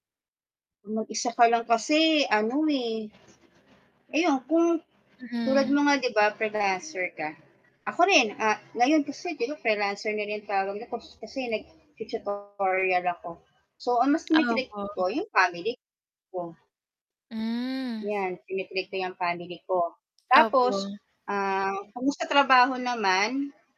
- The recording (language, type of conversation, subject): Filipino, unstructured, Paano mo ipinagdiriwang ang tagumpay sa trabaho?
- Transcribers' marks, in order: static; other street noise; wind; distorted speech; tapping; mechanical hum; other background noise